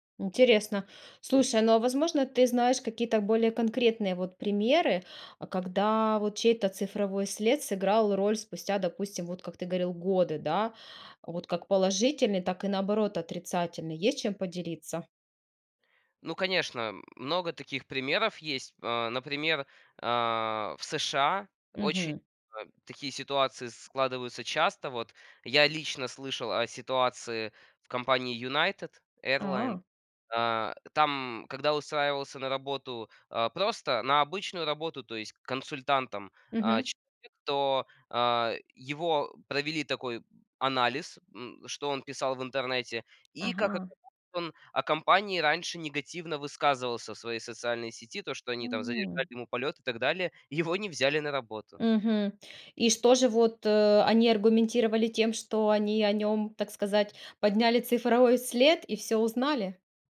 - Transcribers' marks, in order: drawn out: "когда"; tapping; laughing while speaking: "Его"
- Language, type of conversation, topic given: Russian, podcast, Что важно помнить о цифровом следе и его долговечности?